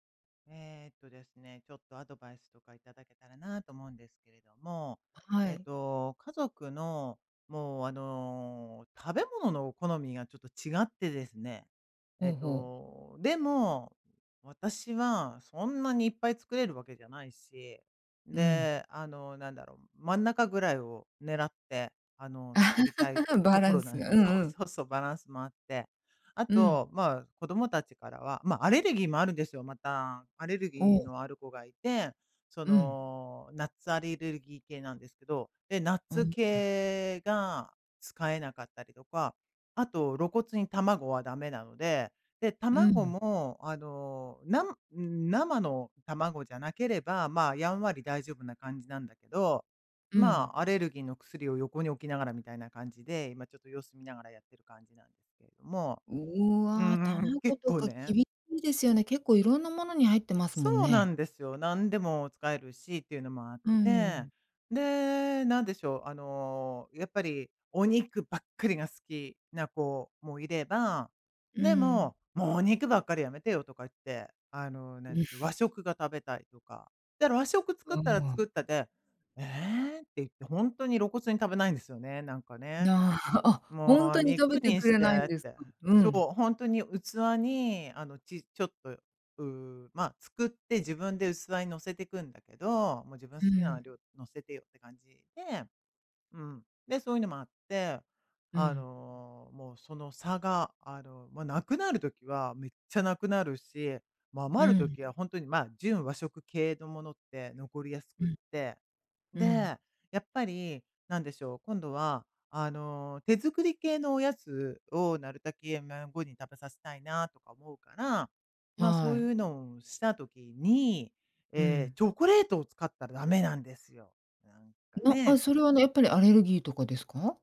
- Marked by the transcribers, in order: laugh; "アレルギー" said as "アリルギー"; disgusted: "ええ？"
- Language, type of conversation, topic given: Japanese, advice, 家族の好みが違って食事作りがストレスになっているとき、どうすれば負担を減らせますか？